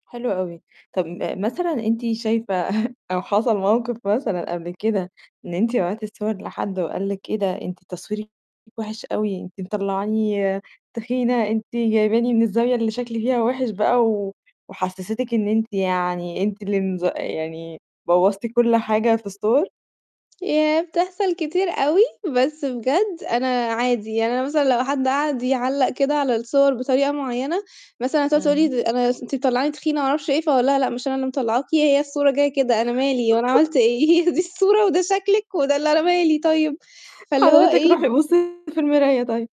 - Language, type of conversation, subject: Arabic, podcast, إزاي تفضل على تواصل مع الناس بعد ما تقابلهم؟
- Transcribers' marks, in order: chuckle; distorted speech; other background noise; laugh; laughing while speaking: "هي دي الصورة وده شكلِك وده اللي أنا مالي طيب؟"; laughing while speaking: "حضرتِك روحي بُصّي في المراية طيب"